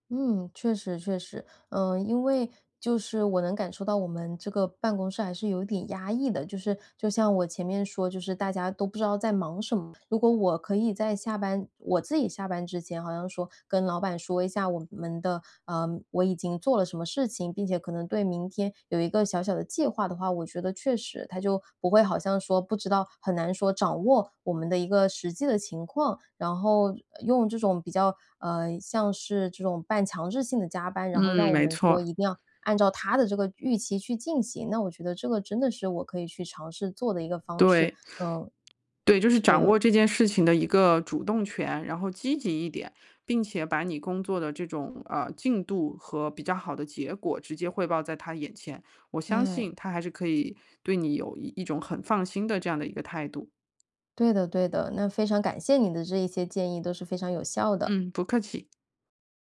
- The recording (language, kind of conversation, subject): Chinese, advice, 如何拒绝加班而不感到内疚？
- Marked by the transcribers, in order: other background noise